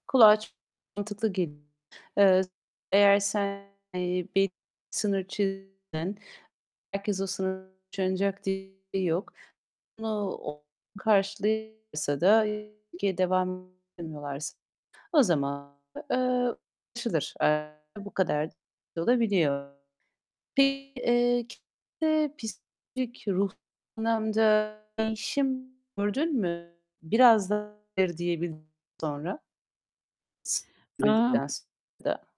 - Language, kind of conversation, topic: Turkish, podcast, İletişimde “hayır” demeyi nasıl öğrendin?
- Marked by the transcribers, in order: distorted speech; unintelligible speech; unintelligible speech; unintelligible speech; unintelligible speech; other background noise; unintelligible speech; tapping